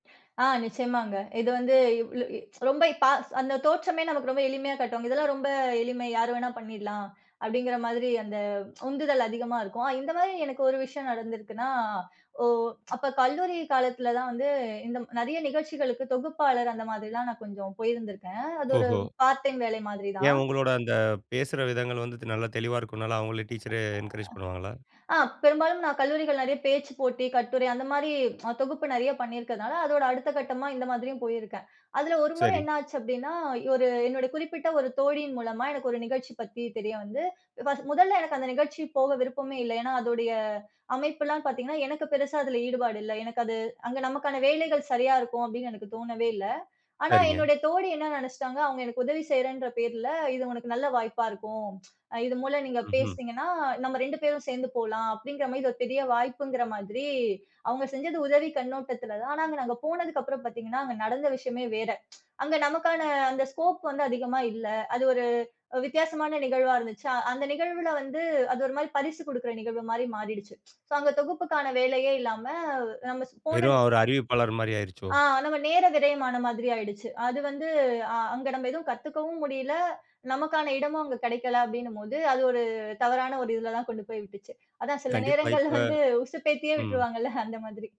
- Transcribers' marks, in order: other noise; tsk; tsk; tsk; in English: "பார்ட் டைம்"; in English: "என்கரேஜ்"; tsk; tsk; tsk; in English: "ஸ்கோப்"; tsk; in English: "ஸோ"; laughing while speaking: "அதான் சில நேரங்கள்ல வந்து உசுப்பேத்தியே விட்டுருவாங்கல்ல அந்த மாதிரி"
- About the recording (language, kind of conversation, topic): Tamil, podcast, சிறிய உதவி பெரிய மாற்றத்தை உருவாக்கிய அனுபவம் உங்களுக்குண்டா?